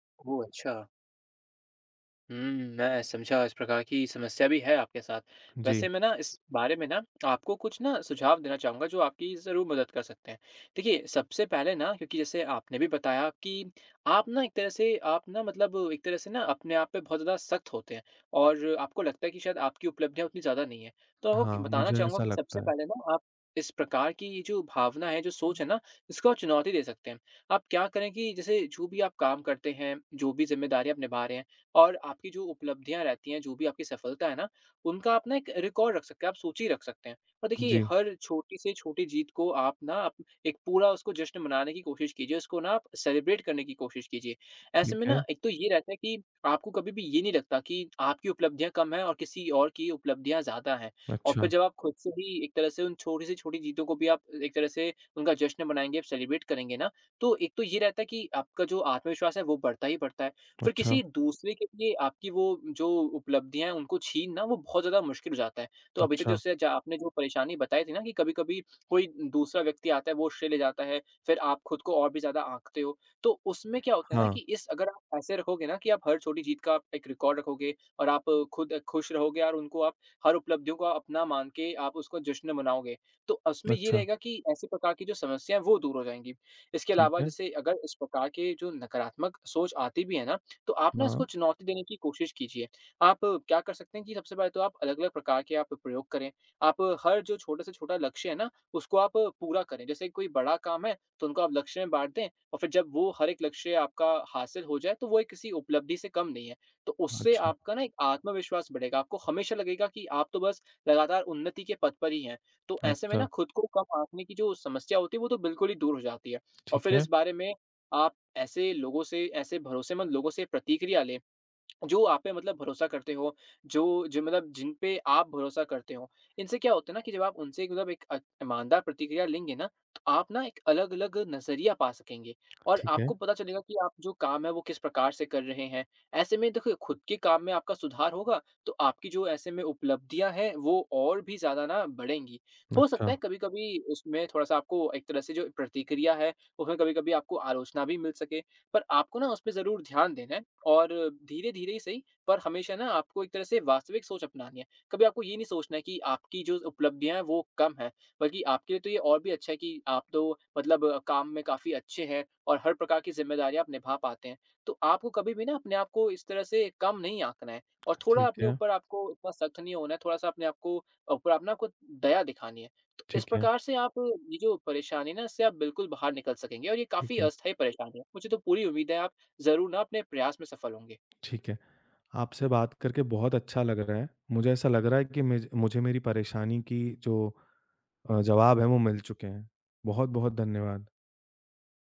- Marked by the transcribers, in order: tongue click; in English: "रिकॉर्ड"; in English: "सेलिब्रेट"; in English: "सेलिब्रेट"; in English: "रिकॉर्ड"; "उसमें" said as "असमें"; tongue click; tapping
- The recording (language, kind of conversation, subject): Hindi, advice, आप अपनी उपलब्धियों को कम आँककर खुद पर शक क्यों करते हैं?